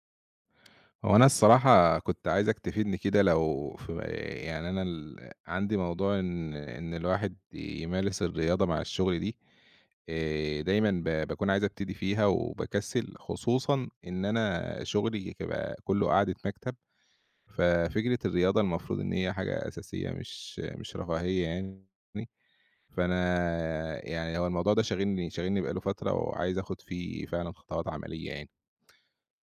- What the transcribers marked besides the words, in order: unintelligible speech
- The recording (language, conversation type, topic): Arabic, advice, إزاي أوازن بين الشغل وألاقي وقت للتمارين؟